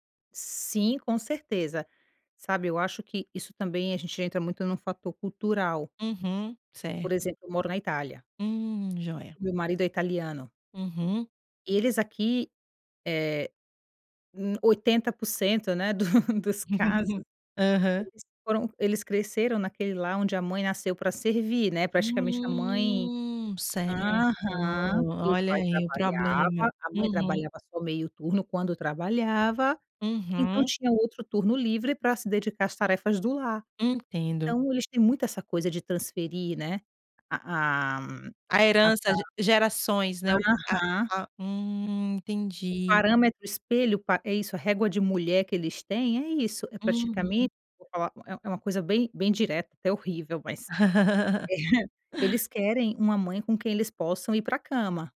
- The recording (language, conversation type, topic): Portuguese, podcast, Como lidar quando o apoio esperado não aparece?
- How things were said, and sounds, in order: chuckle; laugh; tapping; unintelligible speech; laugh; chuckle